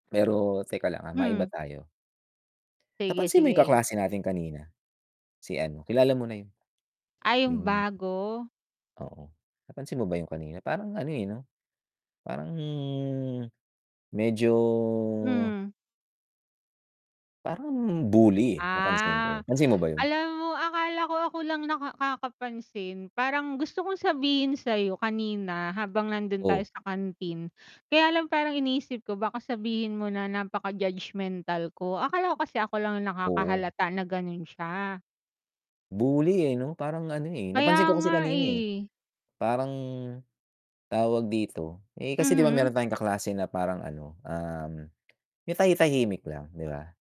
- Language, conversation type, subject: Filipino, unstructured, Ano ang tingin mo sa pambubully sa mga mahihina sa paligid mo?
- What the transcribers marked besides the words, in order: mechanical hum; drawn out: "Parang medyo"; static; "nakakapansin" said as "naka kakapansin"